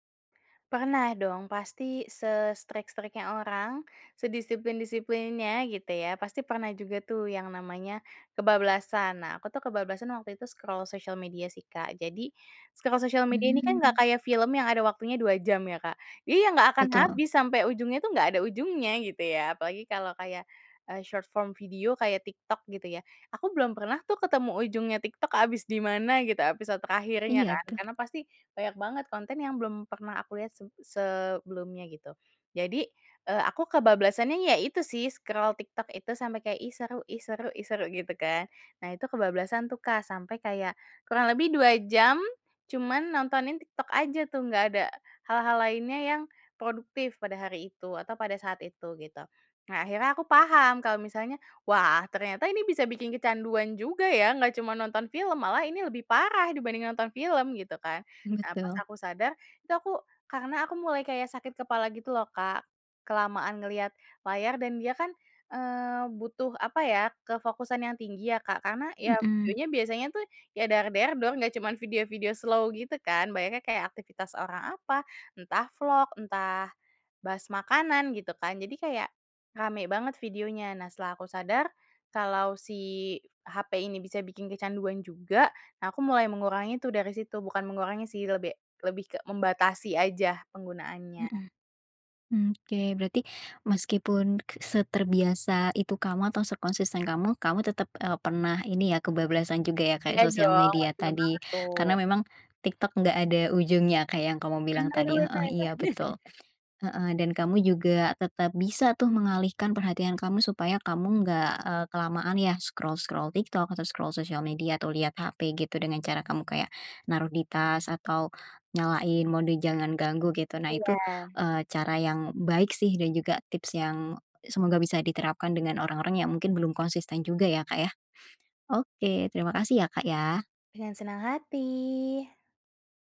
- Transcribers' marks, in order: in English: "se-strict-strict-nya"; in English: "scroll"; in English: "scroll"; in English: "short form video"; in English: "scroll"; in English: "slow"; chuckle; in English: "scroll-scroll"; in English: "scroll"
- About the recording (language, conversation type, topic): Indonesian, podcast, Apa trik sederhana yang kamu pakai agar tetap fokus bekerja tanpa terganggu oleh ponsel?